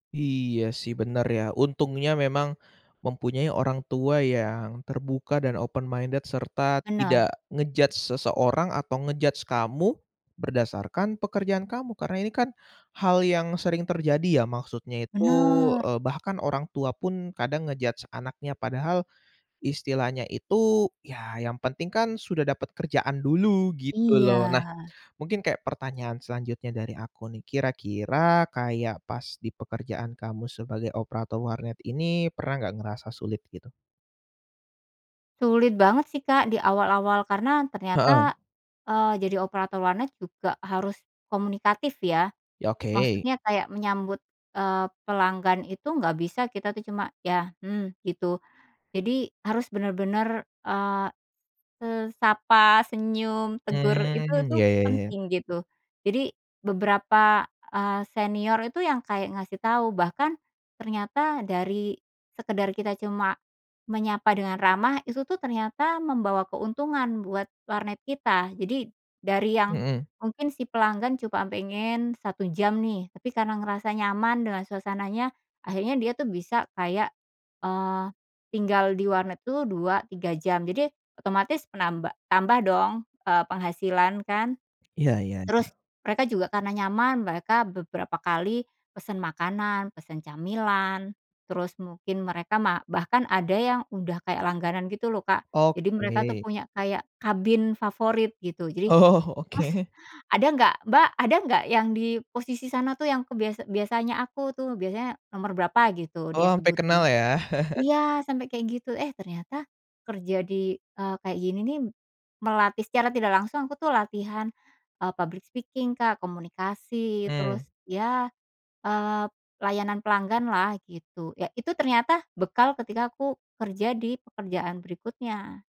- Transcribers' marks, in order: in English: "open minded"; in English: "nge-judge"; in English: "nge-judge"; in English: "nge-judge"; laughing while speaking: "Oh, oke"; chuckle; in English: "public speaking"
- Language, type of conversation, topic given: Indonesian, podcast, Bagaimana rasanya mendapatkan pekerjaan pertama Anda?